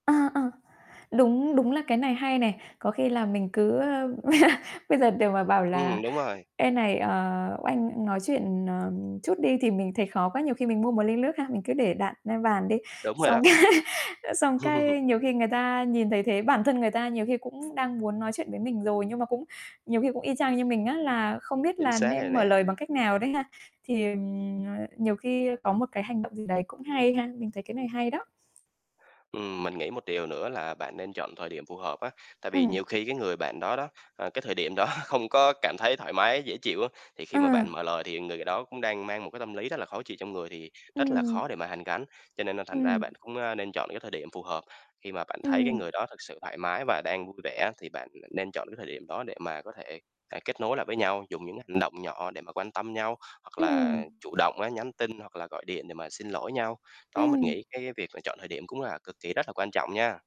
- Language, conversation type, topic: Vietnamese, advice, Làm thế nào để xin lỗi sau một cuộc cãi vã và lấy lại lòng tin của người đó?
- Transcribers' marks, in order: laugh; tapping; static; "nước" said as "lước"; laugh; laugh; other background noise; distorted speech; laughing while speaking: "đó"